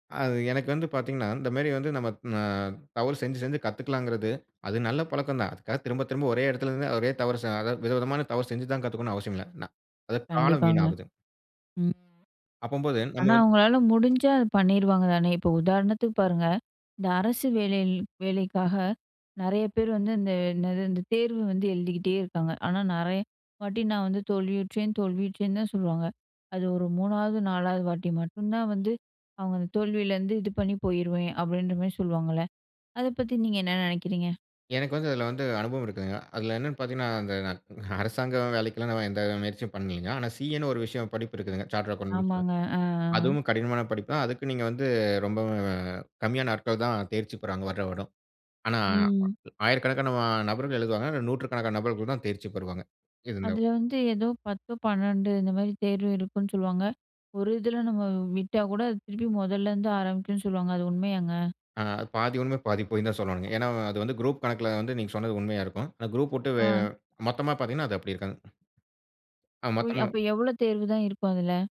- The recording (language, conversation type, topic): Tamil, podcast, தோல்வி வந்தால் அதை கற்றலாக மாற்ற நீங்கள் எப்படி செய்கிறீர்கள்?
- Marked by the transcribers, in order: other background noise; in English: "சி.ஏனு"; in English: "சார்டர்ட் அக்கவுண்ட்"; drawn out: "அ"; anticipating: "முதல்லருந்து ஆரம்பிக்கும்னு சொல்லுவாங்க அது உண்மையாங்க?"; in English: "குரூப்"; anticipating: "அப்போ எவ்வளோ தேர்வுதான் இருக்கும் அதுல?"